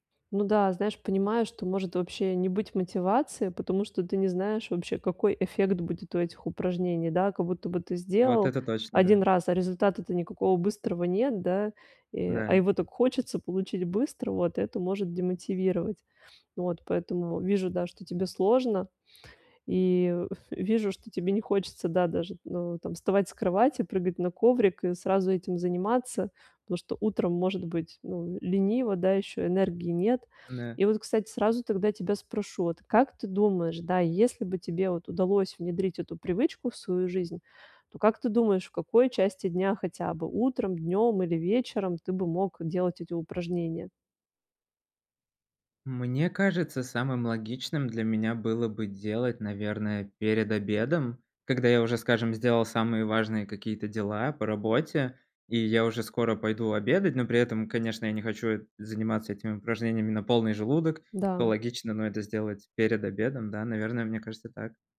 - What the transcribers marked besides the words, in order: none
- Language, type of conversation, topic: Russian, advice, Как выработать долгосрочную привычку регулярно заниматься физическими упражнениями?